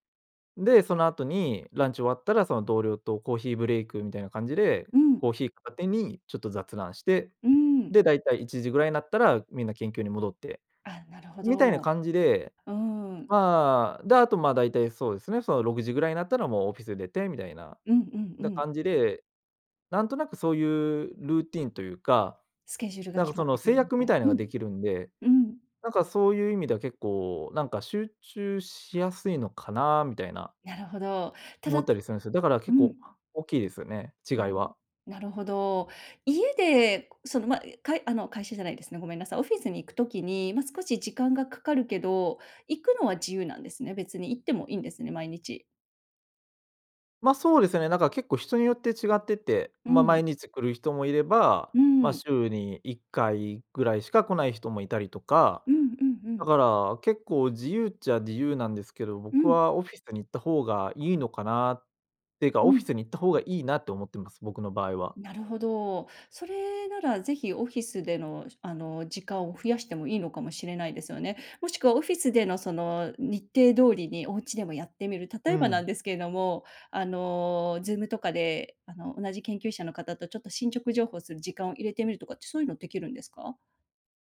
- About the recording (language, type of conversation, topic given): Japanese, advice, ルーチンがなくて時間を無駄にしていると感じるのはなぜですか？
- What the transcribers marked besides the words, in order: other background noise